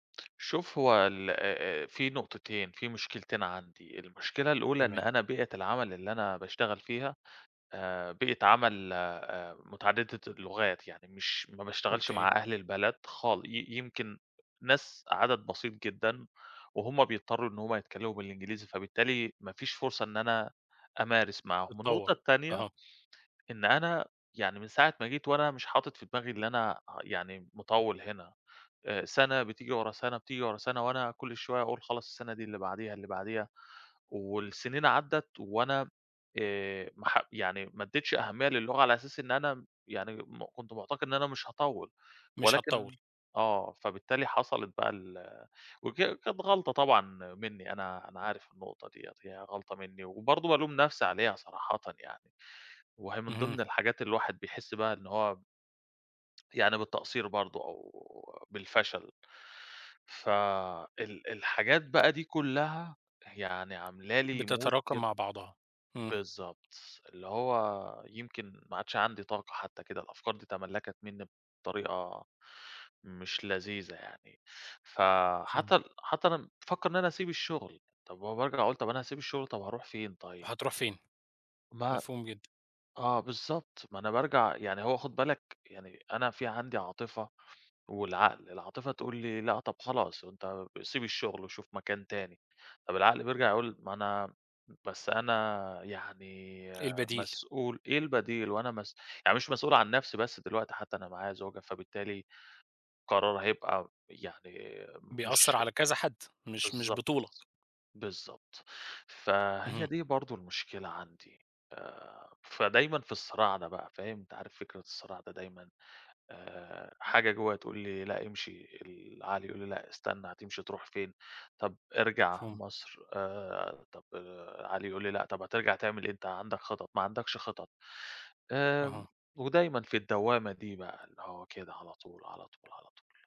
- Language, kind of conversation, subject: Arabic, advice, إزاي أتعامل مع الأفكار السلبية اللي بتتكرر وبتخلّيني أقلّل من قيمتي؟
- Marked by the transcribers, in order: tapping; in English: "mood"; unintelligible speech